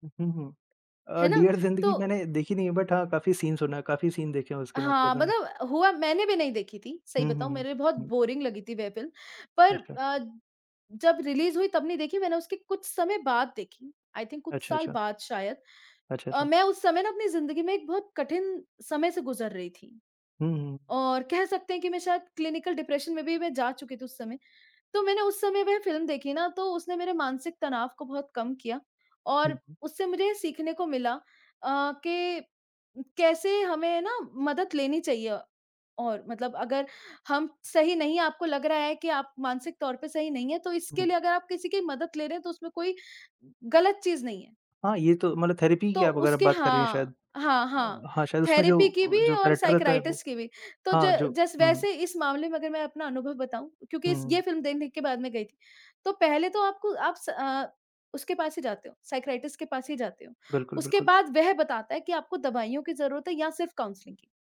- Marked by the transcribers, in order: in English: "बट"; in English: "सीन"; in English: "बोरिंग"; in English: "रिलीज़"; in English: "आई थिंक"; other background noise; in English: "क्लिनिकल डिप्रेशन"; in English: "थेरेपी"; in English: "थेरेपी"; in English: "साइक्राइटिस"; "साइकियाट्रिस्ट" said as "साइक्राइटिस"; in English: "कैरेक्टर"; in English: "साइकियाट्रिस्ट"; in English: "काउंसलिंग"
- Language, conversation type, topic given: Hindi, unstructured, आपको कौन सी फिल्म सबसे ज़्यादा यादगार लगी है?